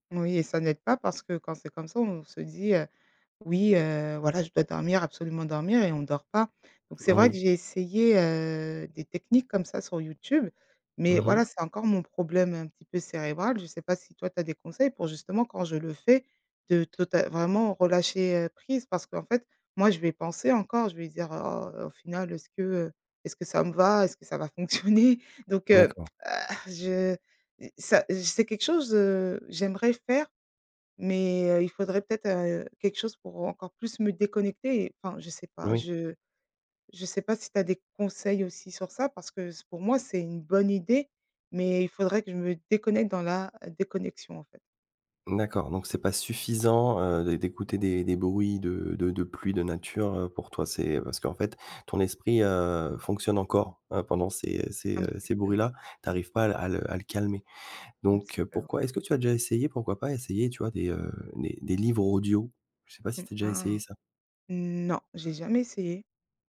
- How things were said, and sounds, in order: laughing while speaking: "fonctionner ?"; stressed: "bonne"; stressed: "suffisant"; drawn out: "Non"
- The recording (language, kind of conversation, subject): French, advice, Pourquoi ma routine matinale chaotique me fait-elle commencer la journée en retard ?